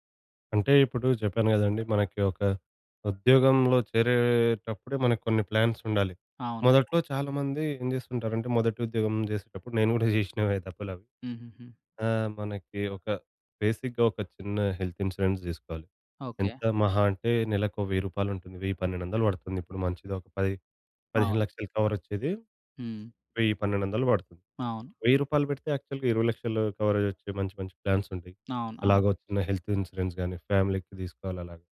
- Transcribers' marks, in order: in English: "ప్లాన్స్"; other background noise; in English: "బేసిక్‌గా"; in English: "హెల్త్ ఇన్స్యూరెన్స్"; in English: "యాక్చువల్‌గా"; in English: "కవరేజ్"; in English: "ప్లాన్స్"; in English: "హెల్త్ ఇన్స్యూరెన్స్"; in English: "ఫ్యామిలీ‌కి"
- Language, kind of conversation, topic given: Telugu, podcast, ఆర్థిక సురక్షత మీకు ఎంత ముఖ్యమైనది?